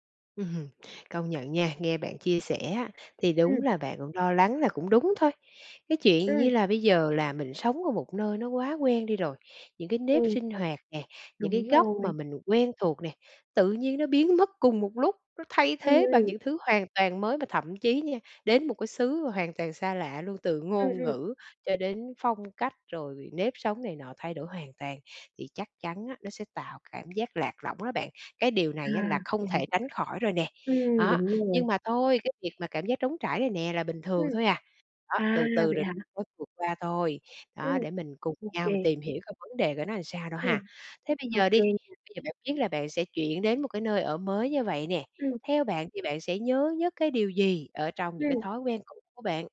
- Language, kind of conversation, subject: Vietnamese, advice, Làm thế nào để thích nghi khi chuyển đến thành phố mới và dần xây dựng lại các mối quan hệ, thói quen sau khi rời xa những điều cũ?
- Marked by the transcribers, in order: tapping; other background noise